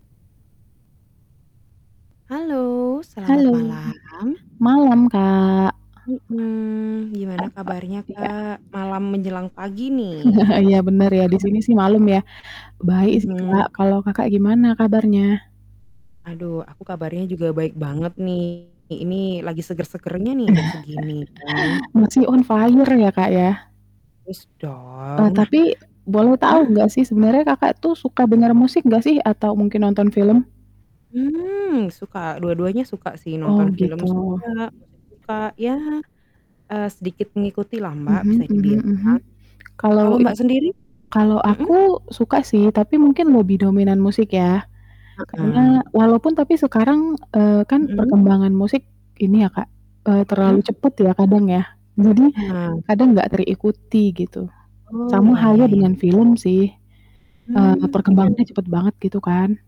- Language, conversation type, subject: Indonesian, unstructured, Apa pendapatmu tentang penyensoran dalam film dan musik?
- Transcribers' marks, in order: static; distorted speech; mechanical hum; chuckle; chuckle; in English: "on fire"